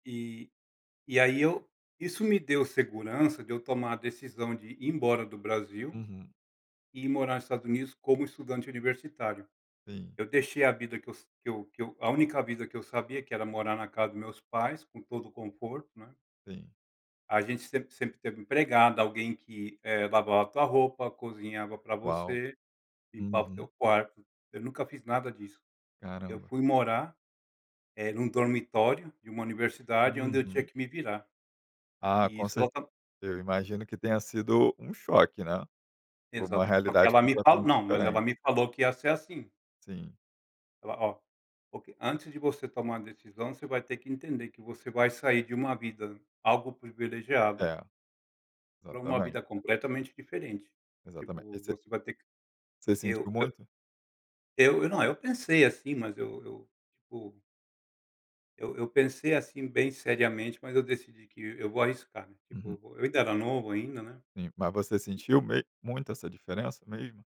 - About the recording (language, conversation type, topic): Portuguese, podcast, Que características você valoriza em um bom mentor?
- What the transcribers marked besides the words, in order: tapping